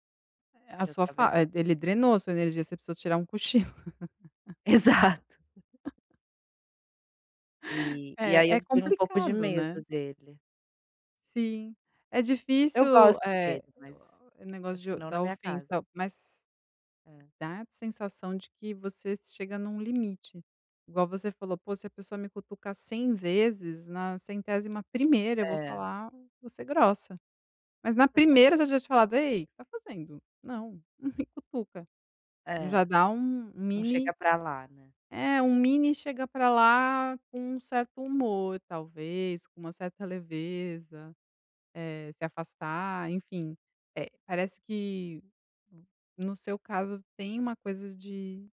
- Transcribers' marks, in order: laughing while speaking: "cochilo"; laughing while speaking: "Exato"; tapping; laugh; chuckle
- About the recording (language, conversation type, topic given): Portuguese, advice, Como posso ser direto com colegas sem parecer rude ou ofender?